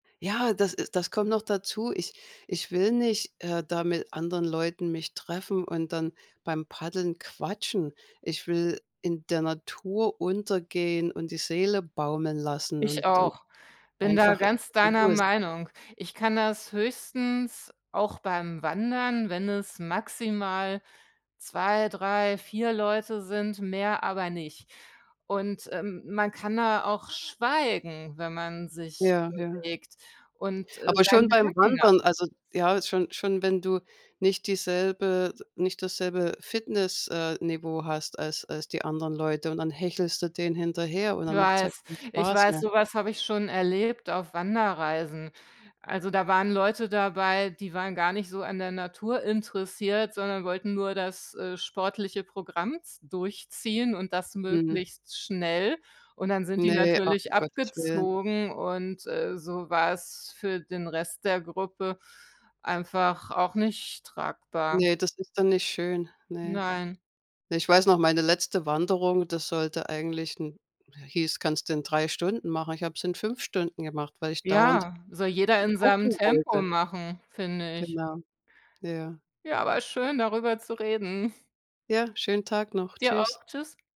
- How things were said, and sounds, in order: other background noise; snort
- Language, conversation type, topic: German, unstructured, Welcher Sport macht dir am meisten Spaß und warum?